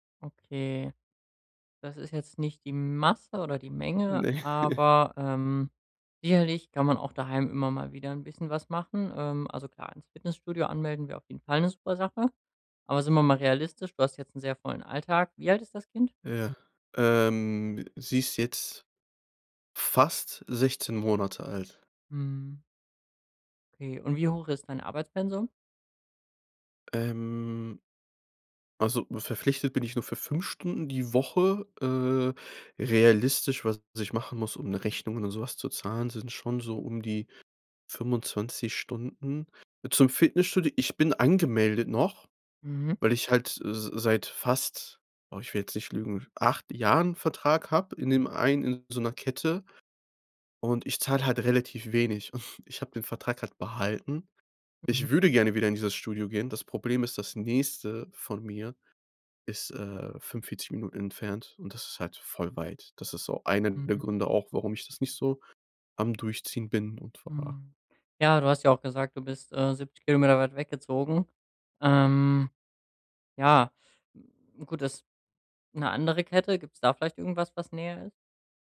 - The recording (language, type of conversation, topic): German, advice, Wie kann ich es schaffen, beim Sport routinemäßig dranzubleiben?
- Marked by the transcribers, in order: laugh; stressed: "Fall"; chuckle; stressed: "einer"